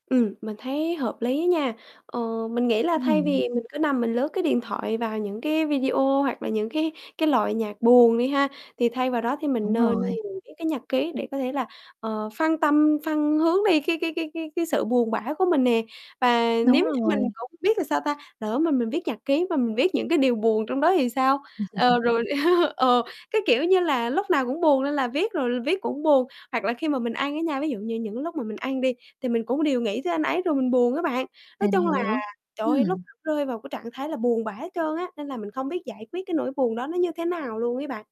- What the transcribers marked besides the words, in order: distorted speech; chuckle; other background noise
- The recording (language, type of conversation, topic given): Vietnamese, advice, Bạn bị mất ngủ sau khi chia tay hoặc sau một sự kiện xúc động mạnh như thế nào?